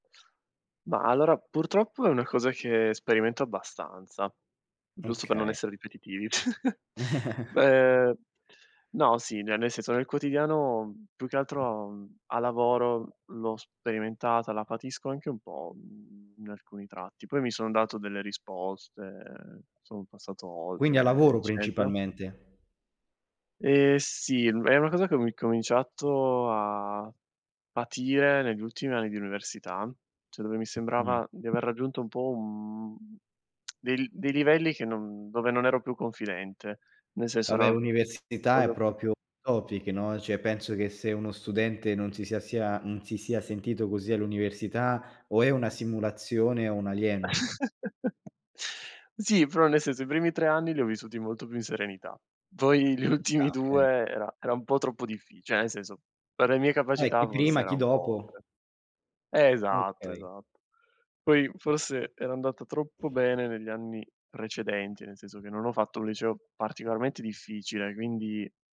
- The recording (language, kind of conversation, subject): Italian, podcast, Cosa fai quando ti senti di non essere abbastanza?
- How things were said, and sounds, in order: chuckle; "cioè" said as "ceh"; tongue click; "proprio" said as "propio"; unintelligible speech; in English: "topic"; "cioè" said as "ceh"; chuckle; "cioè" said as "ceh"; other background noise